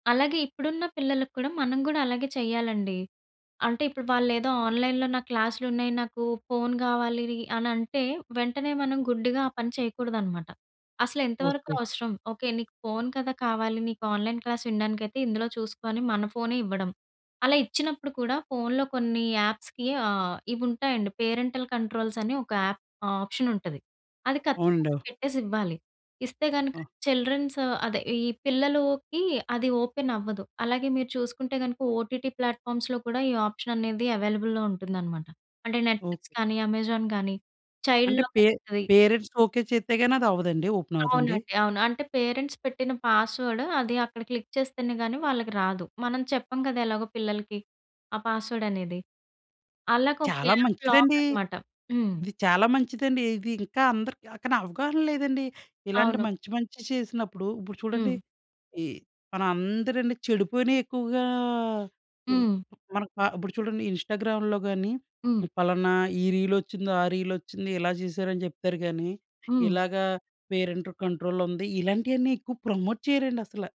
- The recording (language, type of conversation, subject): Telugu, podcast, మీరు మీ పిల్లల ఆన్‌లైన్ కార్యకలాపాలను ఎలా పర్యవేక్షిస్తారు?
- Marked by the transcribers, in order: in English: "ఆన్‌లైన్‌లో"; in English: "ఆన్‌లైన్ క్లాస్"; in English: "యాప్స్‌కి"; in English: "పేరెంటల్ కంట్రోల్స్"; in English: "యాప్ ఆప్షన్"; in English: "చిల్డ్రన్స్"; in English: "ఓపెన్"; in English: "ఓటిటి ప్లాట్‌ఫార్మ్స్‌లో"; in English: "ఆప్షన్"; in English: "అవైలబుల్‌లో"; in English: "నెట్‌ఫ్లిక్స్"; in English: "అమెజాన్"; in English: "చైల్డ్ లాక్"; in English: "పే పేరెంట్స్"; in English: "ఓపెన్"; in English: "పేరెంట్స్"; in English: "పాస్‌వర్డ్"; in English: "క్లిక్"; in English: "పాస్‌వర్డ్"; in English: "యాప్ లాక్"; drawn out: "ఎక్కువగా"; in English: "ఇన్‌స్టాగ్రామ్‌లో"; in English: "పేరెంట్ కంట్రోల్"; in English: "ప్రమోట్"